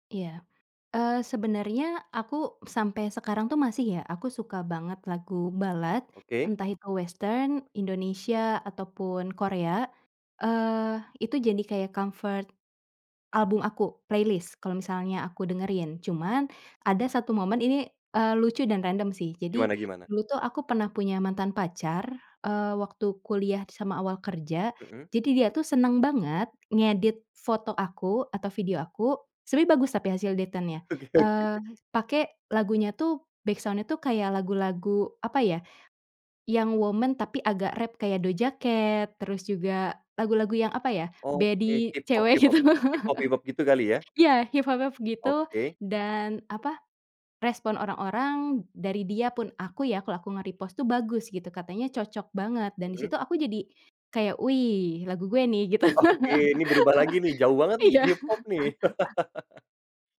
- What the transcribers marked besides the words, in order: in English: "ballad"; in English: "western"; in English: "comfort"; in English: "playlist"; laughing while speaking: "Oke oke"; in English: "backsound-nya"; in English: "woman"; in English: "baddie"; laughing while speaking: "cewek, gitu"; laugh; in English: "nge-repost"; laughing while speaking: "Oke"; laughing while speaking: "Gitu. Iya"; laugh
- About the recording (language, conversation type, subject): Indonesian, podcast, Bagaimana teman atau pacar membuat selera musikmu berubah?